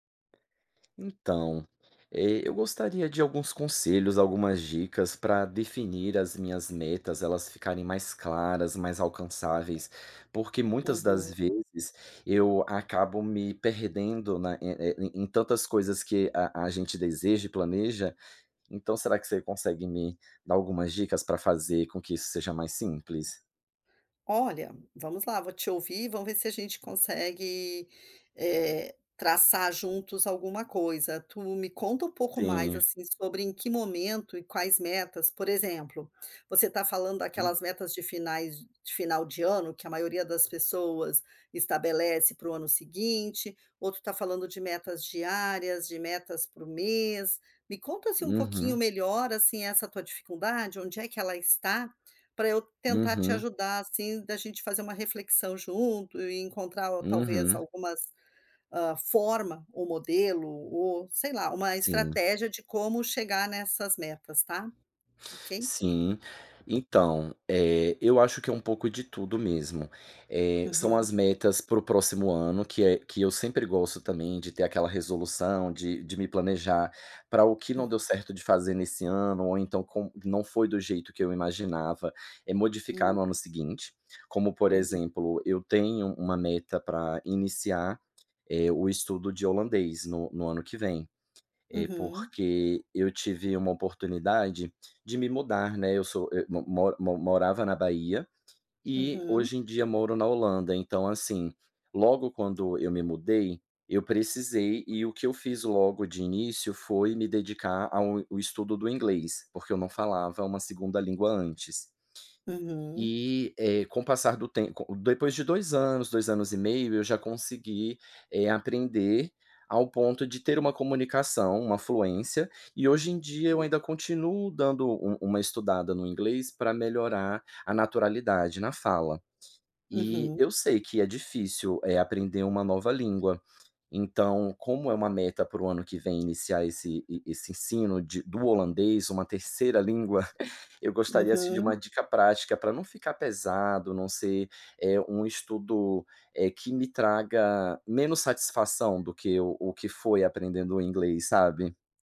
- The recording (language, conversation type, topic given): Portuguese, advice, Como posso definir metas claras e alcançáveis?
- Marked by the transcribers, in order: tapping; other background noise; chuckle